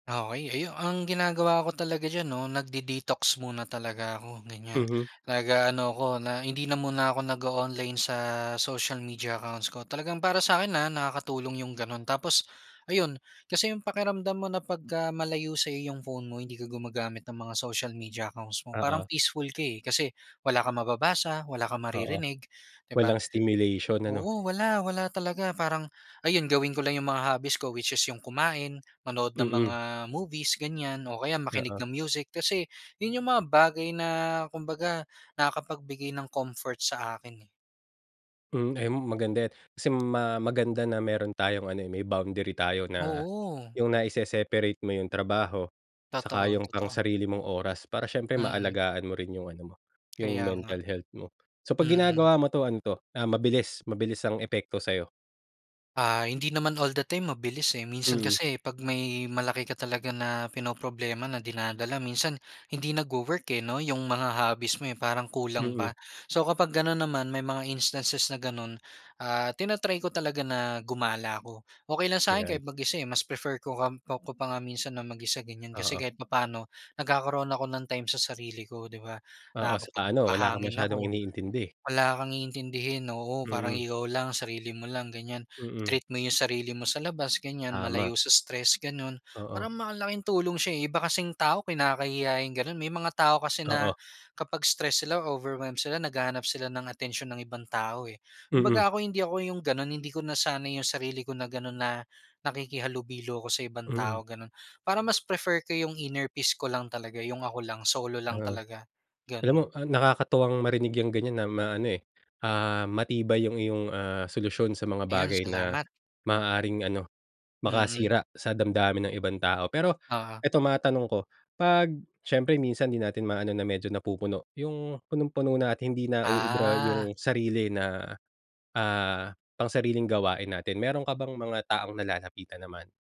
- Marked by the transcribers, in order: other noise
- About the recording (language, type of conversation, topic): Filipino, podcast, Ano ang ginagawa mo kapag nai-stress o nabibigatan ka na?